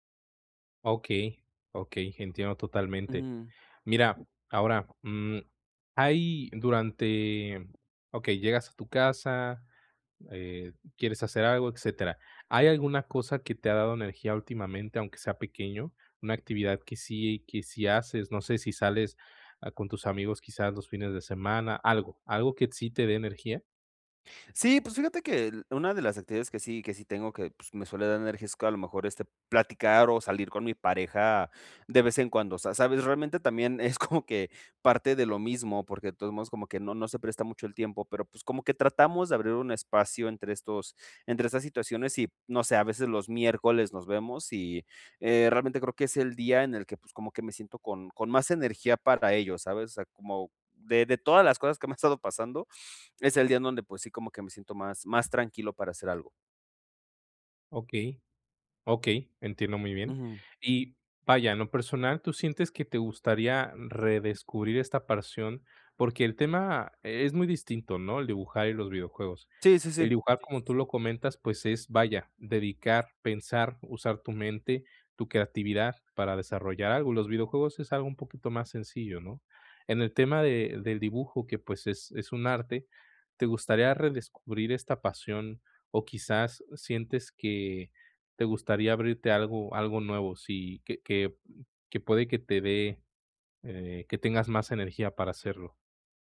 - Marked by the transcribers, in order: other background noise; other noise; laughing while speaking: "como"; laughing while speaking: "han"; "pasión" said as "parsión"
- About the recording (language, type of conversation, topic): Spanish, advice, ¿Cómo puedo volver a conectar con lo que me apasiona si me siento desconectado?